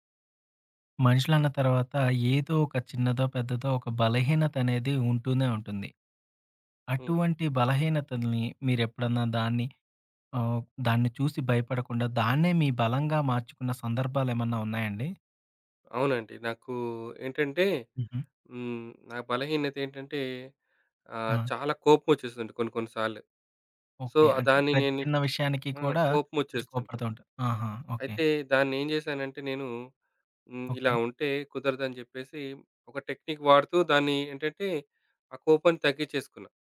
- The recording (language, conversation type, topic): Telugu, podcast, బలహీనతను బలంగా మార్చిన ఒక ఉదాహరణ చెప్పగలరా?
- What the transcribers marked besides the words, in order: in English: "సో"; other background noise; lip smack; in English: "టెక్‌నిక్"